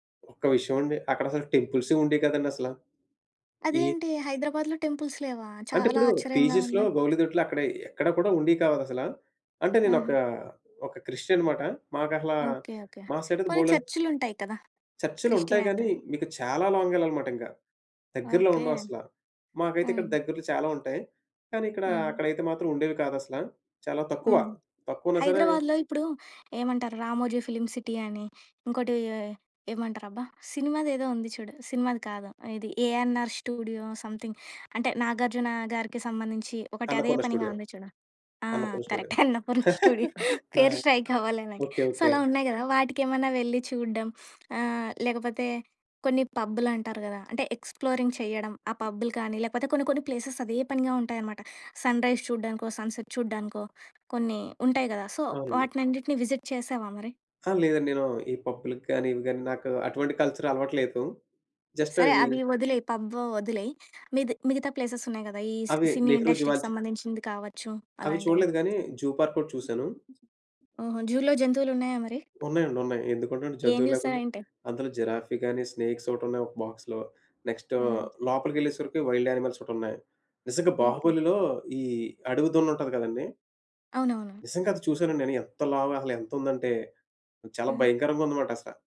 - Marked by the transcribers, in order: in English: "టెంపుల్స్"; in English: "పీజీస్‌లో"; other background noise; in English: "క్రిస్టియన్"; in English: "సైడ్"; in English: "క్రిస్టియన్"; in English: "లాంగ్"; in English: "సమ్‌థింగ్"; in English: "కరెక్ట్"; laughing while speaking: "అన్నపూర్ణ స్టూడియో"; in English: "స్ట్రైక్"; in English: "సో"; chuckle; in English: "ఎక్స్‌ప్లోరింగ్"; in English: "ప్లేసెస్"; in English: "సన్‌రైజ్"; in English: "సన్‌సెట్"; in English: "సో"; in English: "విజిట్"; in English: "కల్చర్"; in English: "జస్ట్"; in English: "పబ్"; in English: "ప్లేసెస్"; in English: "సి సినీ ఇండస్ట్రీకి"; in English: "జూ పార్క్"; in English: "జూలో"; tapping; in English: "జిరాఫీ"; in English: "స్నేక్స్"; in English: "బాక్స్‌లో. నెక్స్ట్"; in English: "వైల్డ్ యానిమల్స్"
- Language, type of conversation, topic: Telugu, podcast, ఒంటరి ప్రయాణంలో సురక్షితంగా ఉండేందుకు మీరు పాటించే ప్రధాన నియమాలు ఏమిటి?